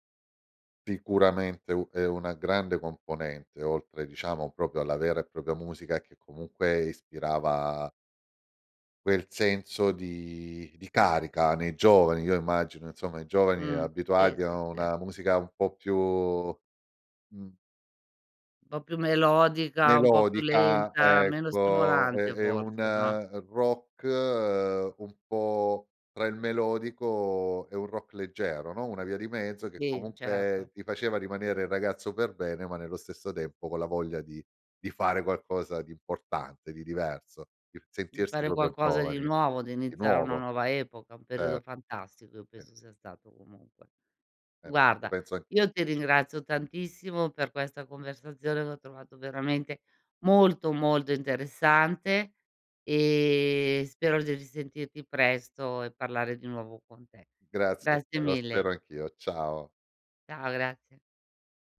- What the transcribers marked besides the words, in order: "proprio" said as "propio"; "propria" said as "propia"
- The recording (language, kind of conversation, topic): Italian, podcast, Secondo te, che cos’è un’icona culturale oggi?